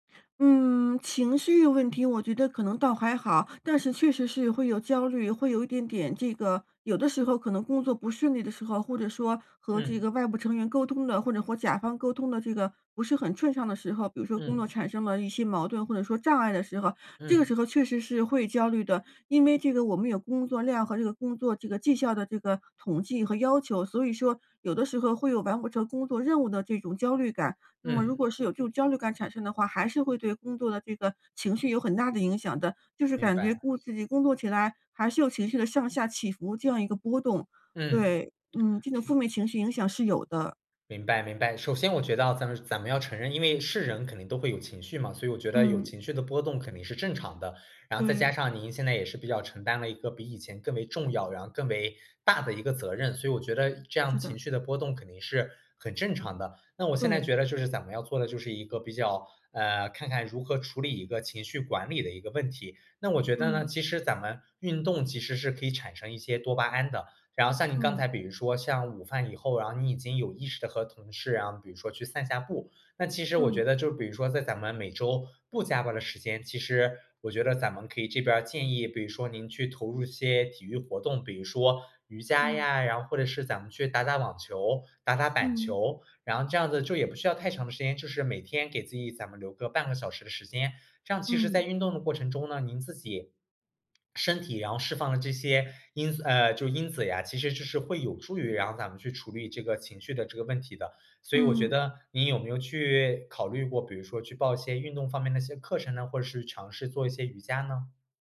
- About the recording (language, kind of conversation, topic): Chinese, advice, 我晚上睡不好、白天总是没精神，该怎么办？
- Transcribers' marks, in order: other background noise; tapping; swallow